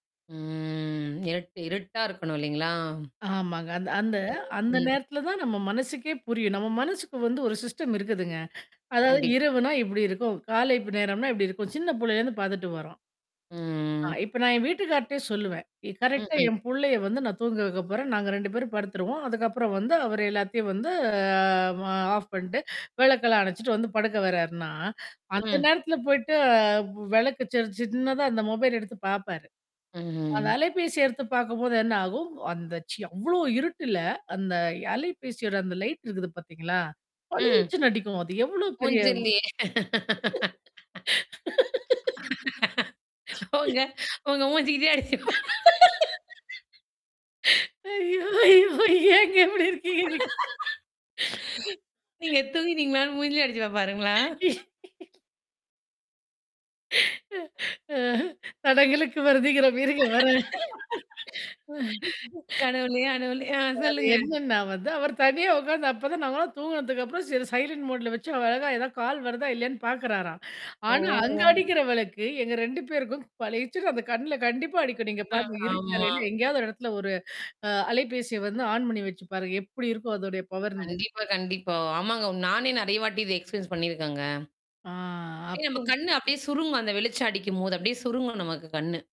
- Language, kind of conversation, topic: Tamil, podcast, மனம் அமைதியாக உறங்க நீங்கள் என்னென்ன முறைகளைப் பின்பற்றுகிறீர்கள்?
- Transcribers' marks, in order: drawn out: "ம்"; drawn out: "ம்"; in English: "சிஸ்டம்"; drawn out: "ம்"; in English: "கரெக்ட்டா"; drawn out: "வந்து"; in English: "ஆஃப்"; laughing while speaking: "மூஞ்சலியே உங்க உங்க மூஞ்சி கிட்டேயே அடிச்சு. நீங்க தூங்கிட்டிங்களான்னு மூஞ்சிலேயே அடிச்சுப்பா பாருங்களா?"; "மூஞ்சிலேயே" said as "மூஞ்சலியே"; laugh; laughing while speaking: "ஐயயோ! ஐயோ! ஏங்க இப்படி இருக்கீங்க. அ தடங்களுக்கு வருந்துகிறோம் இருங்க வர்றேன்"; laugh; other noise; laughing while speaking: "கடவுளே! அடவுள! ஆ சொல்லுங்க"; in English: "சைலன்ட் மோட்ல"; drawn out: "ஓ!"; laughing while speaking: "அ ஆமா"; in English: "பவர்னு"; in English: "எக்ஸ்பெரியன்ஸ்"; drawn out: "ஆ"